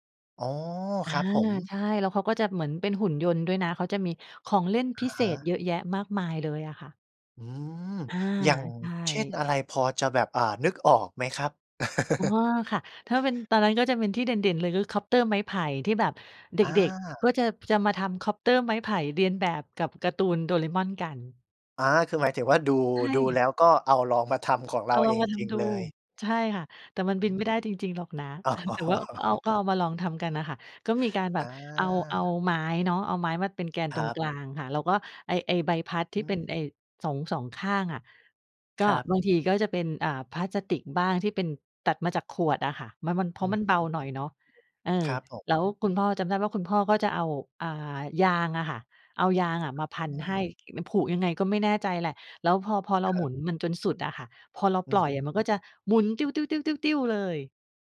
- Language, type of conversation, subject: Thai, podcast, การ์ตูนตอนเย็นในวัยเด็กมีความหมายกับคุณอย่างไร?
- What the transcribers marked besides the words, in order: chuckle; chuckle; laughing while speaking: "อ๋อ"